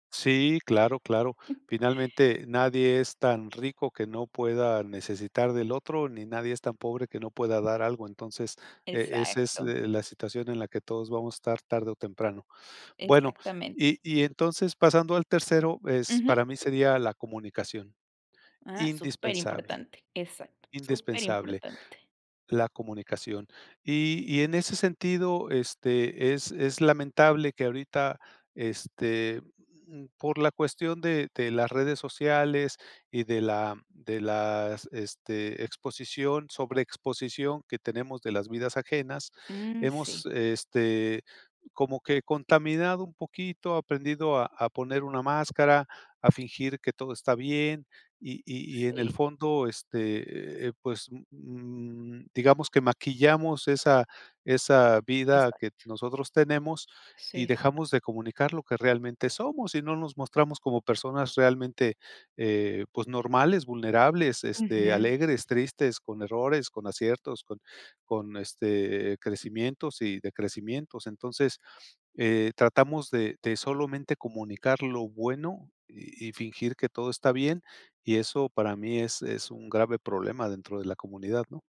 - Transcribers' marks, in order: chuckle; tapping; other background noise
- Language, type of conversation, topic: Spanish, podcast, ¿Qué valores consideras esenciales en una comunidad?